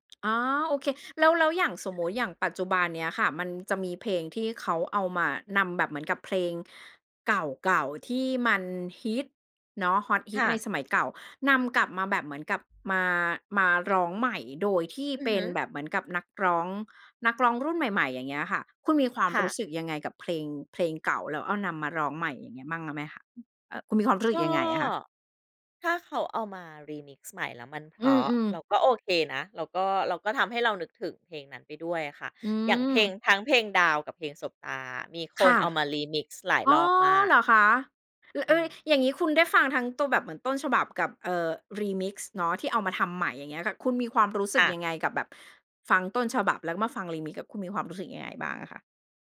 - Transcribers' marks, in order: tapping
- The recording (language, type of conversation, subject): Thai, podcast, คุณยังจำเพลงแรกที่คุณชอบได้ไหม?